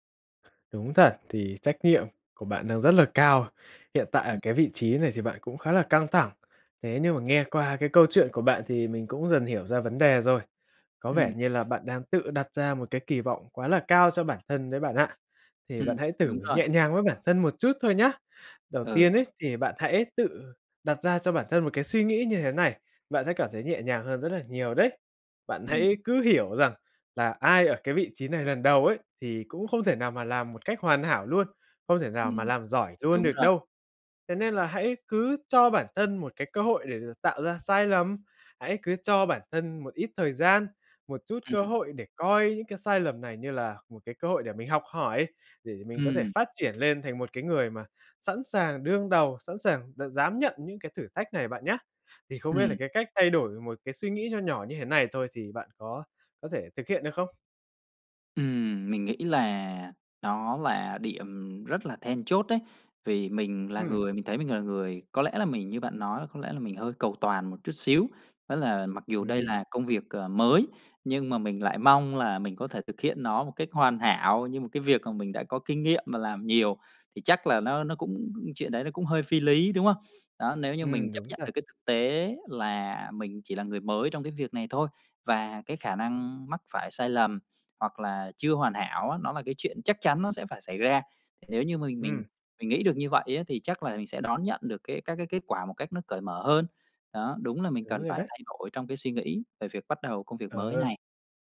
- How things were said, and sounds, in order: other background noise; tapping
- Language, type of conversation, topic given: Vietnamese, advice, Làm sao để vượt qua nỗi e ngại thử điều mới vì sợ mình không giỏi?
- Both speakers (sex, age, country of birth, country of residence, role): male, 20-24, Vietnam, Vietnam, advisor; male, 30-34, Vietnam, Vietnam, user